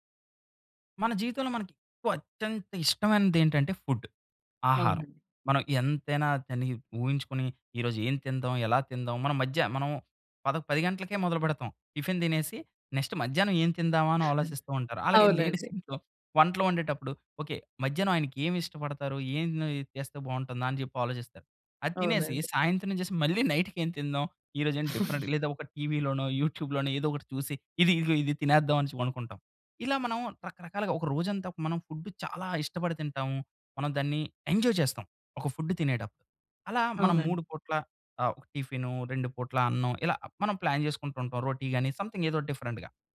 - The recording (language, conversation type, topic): Telugu, podcast, మిగిలిన ఆహారాన్ని మీరు ఎలా ఉపయోగిస్తారు?
- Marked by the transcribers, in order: in English: "ఫుడ్"; in English: "టిఫిన్"; in English: "నెక్స్ట్"; in English: "లేడీస్"; other background noise; in English: "డిఫరెంట్"; giggle; in English: "యూట్యూబ్‌లోనో"; in English: "ఫుడ్"; in English: "ఎంజాయ్"; in English: "ప్లాన్"; in English: "సమ్‌థింగ్"; in English: "డిఫరెంట్‌గా"